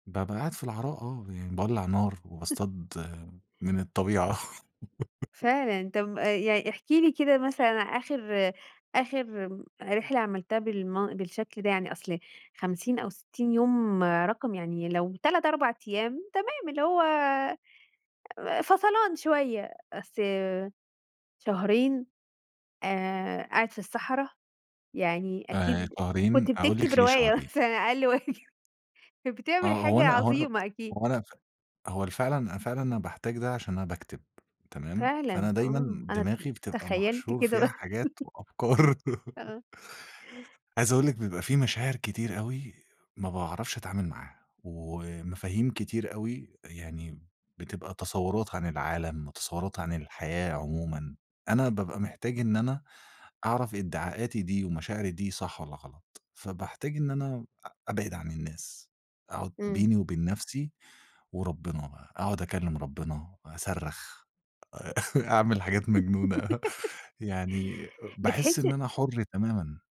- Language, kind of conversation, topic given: Arabic, podcast, إيه الحاجات اللي بتحسّها وبتخليك تحس إنك قريب من الطبيعة؟
- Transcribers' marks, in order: chuckle; giggle; tapping; laughing while speaking: "رواية مثلًا أقل واجب، كان بتعمل حاجة عظيمة أكيد"; giggle; laughing while speaking: "أ أعمل حاجات مجنونة"; giggle